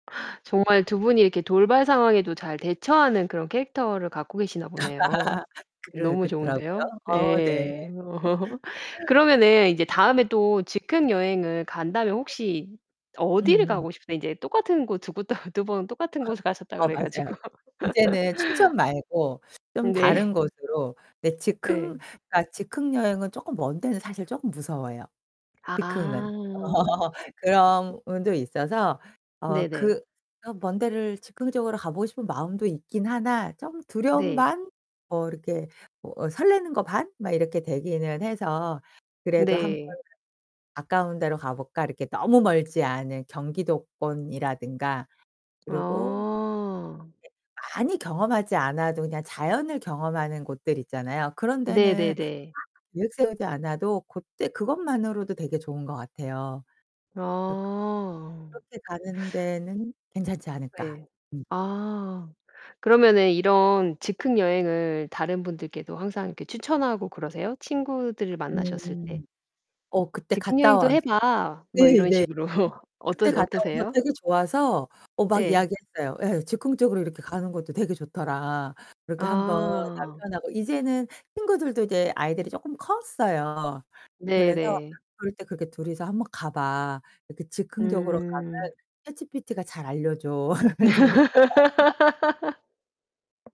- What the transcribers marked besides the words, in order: gasp; static; laugh; distorted speech; laugh; other background noise; laugh; laugh; laughing while speaking: "네"; laugh; tapping; unintelligible speech; unintelligible speech; laugh; laugh
- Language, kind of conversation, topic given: Korean, podcast, 계획 없이 떠난 즉흥 여행 이야기를 들려주실 수 있나요?